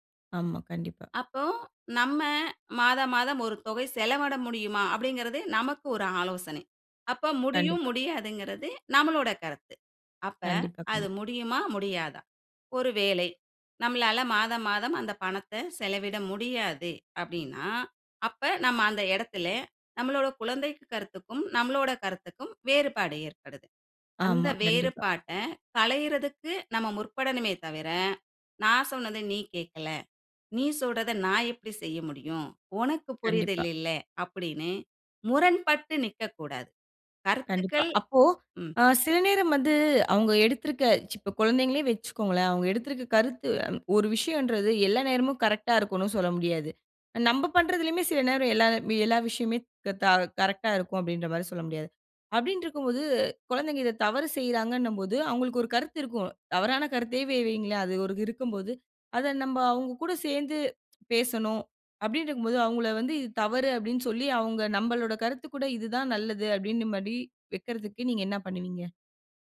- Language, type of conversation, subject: Tamil, podcast, கருத்து வேறுபாடுகள் இருந்தால் சமுதாயம் எப்படித் தன்னிடையே ஒத்துழைப்பை உருவாக்க முடியும்?
- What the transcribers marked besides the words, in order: "செலவிட" said as "செலவட"; other noise